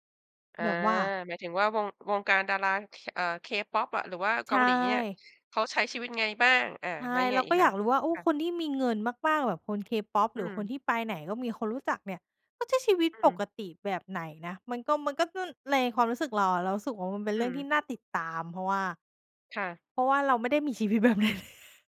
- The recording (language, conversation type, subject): Thai, podcast, ทำไมคนเราถึงชอบติดตามชีวิตดาราราวกับกำลังดูเรื่องราวที่น่าตื่นเต้น?
- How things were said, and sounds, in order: other background noise; laughing while speaking: "มีชีวิตแบบนั้น"; chuckle